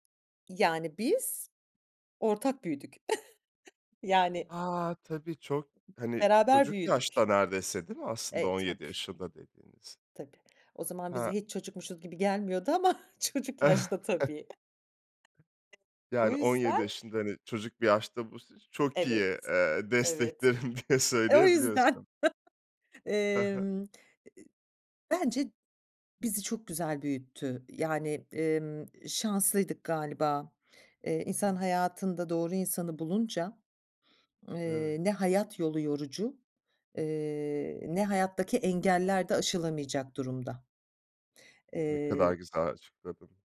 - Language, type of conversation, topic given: Turkish, podcast, İlişkide hem bireysel hem de ortak gelişimi nasıl desteklersiniz?
- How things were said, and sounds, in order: chuckle; chuckle; laughing while speaking: "çocuk yaşta tabii"; tapping; laughing while speaking: "desteklerim diye söyleyebiliyorsun"; laughing while speaking: "O yüzden"; chuckle; other noise